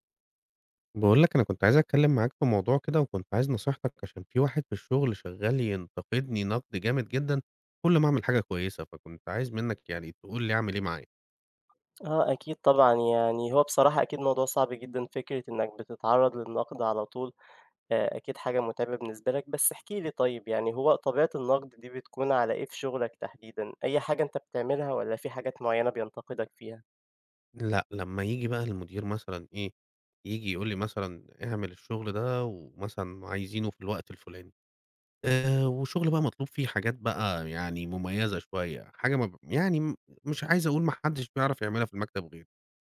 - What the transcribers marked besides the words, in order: tapping
- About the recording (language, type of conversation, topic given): Arabic, advice, إزاي تتعامل لما ناقد أو زميل ينتقد شغلك الإبداعي بعنف؟